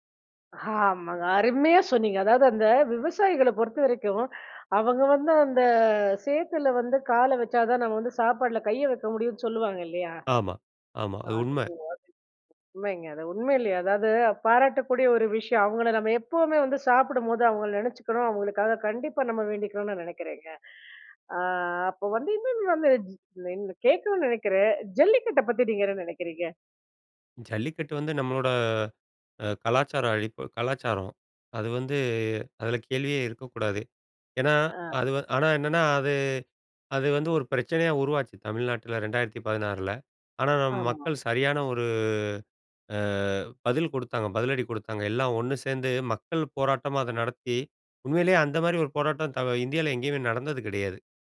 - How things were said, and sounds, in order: unintelligible speech; unintelligible speech
- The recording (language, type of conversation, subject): Tamil, podcast, வெவ்வேறு திருவிழாக்களை கொண்டாடுவது எப்படி இருக்கிறது?